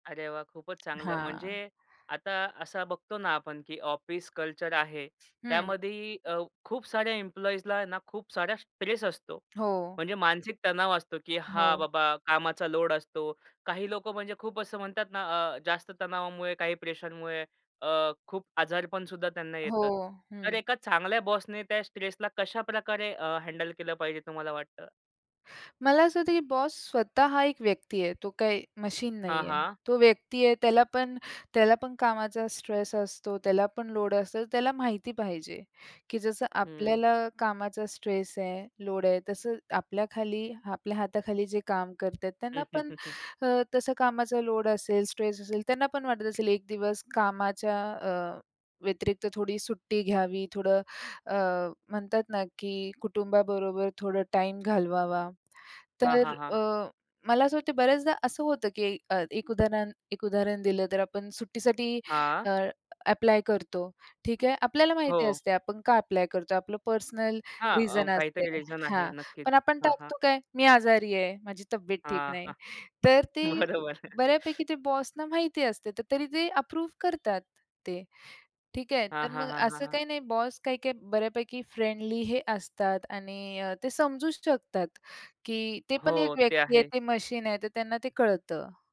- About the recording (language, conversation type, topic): Marathi, podcast, एक चांगला बॉस कसा असावा असे तुम्हाला वाटते?
- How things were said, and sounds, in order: other background noise; in English: "एम्प्लॉइजला"; in English: "हँडल"; chuckle; in English: "पर्सनल रिझन"; in English: "रिझन"; laughing while speaking: "बरोबर"; in English: "अप्रूव्ह"; in English: "फ्रेंडली"